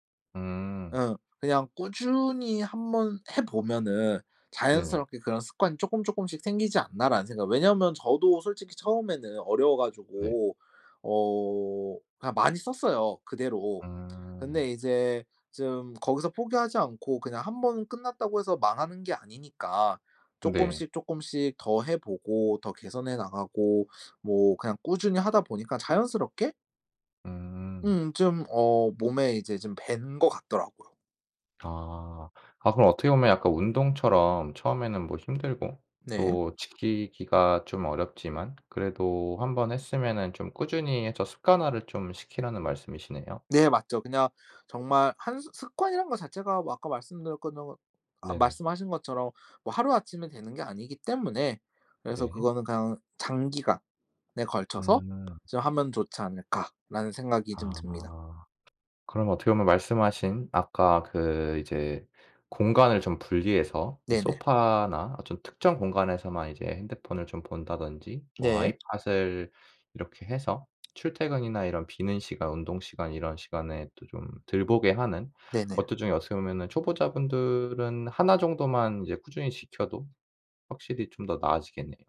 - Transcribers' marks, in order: other background noise; tapping
- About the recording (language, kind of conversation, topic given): Korean, podcast, 휴대폰 사용하는 습관을 줄이려면 어떻게 하면 좋을까요?